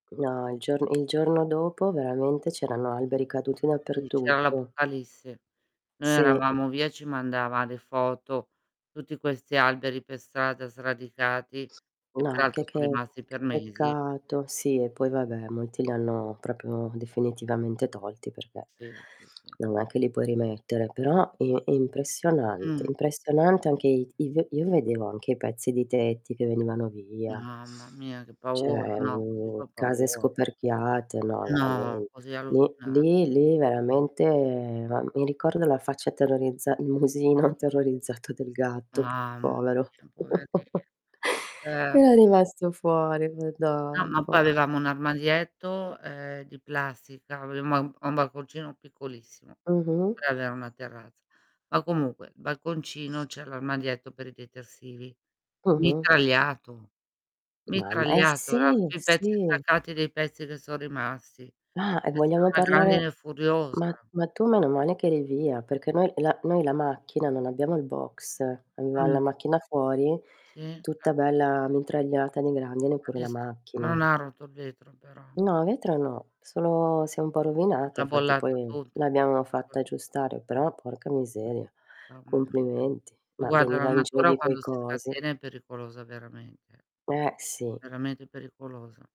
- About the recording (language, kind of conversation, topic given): Italian, unstructured, Preferiresti vivere in una città sempre soleggiata o in una dove si susseguono tutte le stagioni?
- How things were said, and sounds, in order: tapping; static; distorted speech; other background noise; "proprio" said as "propio"; "Cioè" said as "ceh"; laughing while speaking: "musino"; chuckle; unintelligible speech; "avevamo" said as "aveamo"; mechanical hum; unintelligible speech